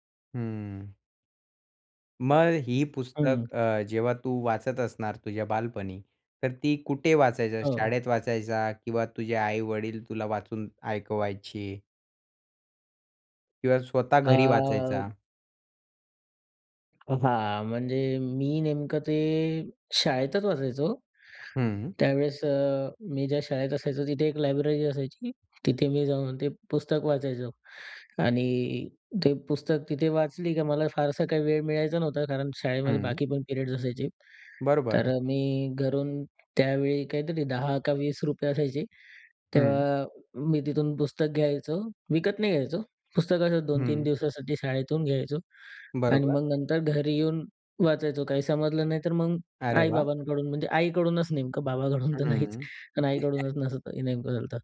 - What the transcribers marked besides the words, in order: tapping; in English: "लायब्ररी"; in English: "पिरियड्स"; other background noise; laughing while speaking: "बाबांकडून तर नाहीच"; chuckle; unintelligible speech
- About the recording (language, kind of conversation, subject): Marathi, podcast, बालपणी तुमची आवडती पुस्तके कोणती होती?